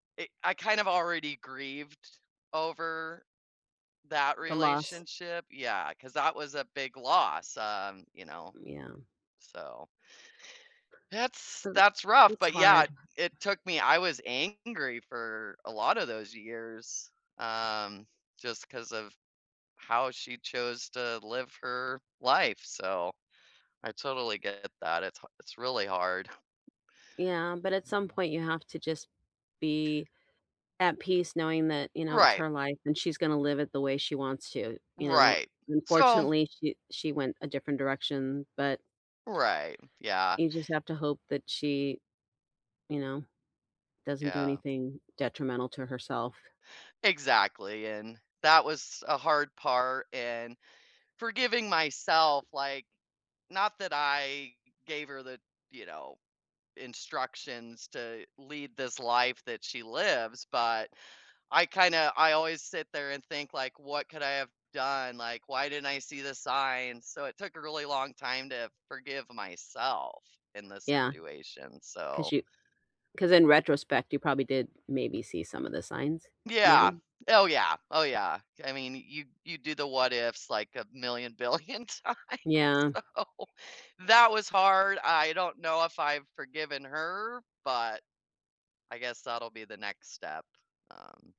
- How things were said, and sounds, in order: other background noise; tapping; laughing while speaking: "billion times so"
- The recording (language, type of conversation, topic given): English, unstructured, Can holding onto a memory prevent people from forgiving each other?